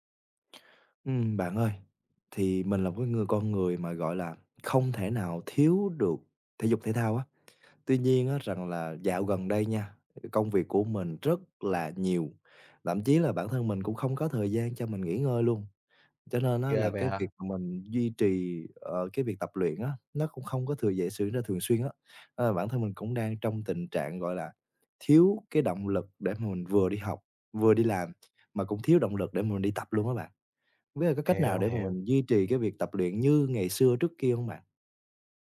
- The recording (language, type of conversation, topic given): Vietnamese, advice, Làm sao duy trì tập luyện đều đặn khi lịch làm việc quá bận?
- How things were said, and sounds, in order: other background noise